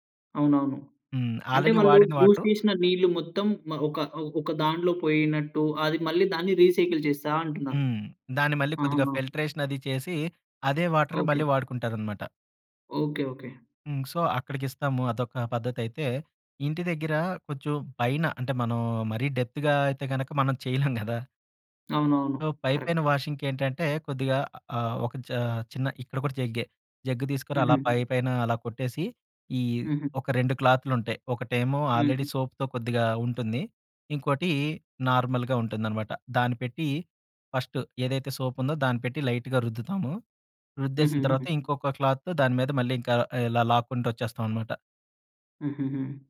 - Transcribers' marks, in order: in English: "ఆల్రెడీ"; in English: "యూస్"; in English: "రీసైకిల్"; in English: "ఫిల్ట్రేషన్"; in English: "వాటర్"; in English: "సో"; in English: "డెప్త్‌గా"; chuckle; in English: "సో"; in English: "ఆల్రెడీ సోప్‌తో"; in English: "నార్మల్‌గా"; in English: "ఫస్ట్"; in English: "సోప్"; in English: "లైట్‌గా"; in English: "క్లాత్‌తో"; other background noise
- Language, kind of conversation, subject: Telugu, podcast, ఇంట్లో నీటిని ఆదా చేసి వాడడానికి ఏ చిట్కాలు పాటించాలి?